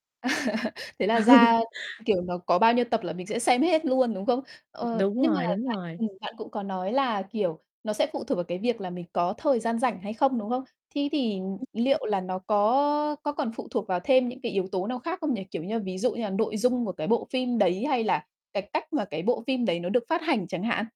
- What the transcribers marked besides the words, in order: static; chuckle; distorted speech; other background noise; tapping; unintelligible speech
- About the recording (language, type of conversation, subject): Vietnamese, podcast, Vì sao bạn hay cày phim bộ một mạch?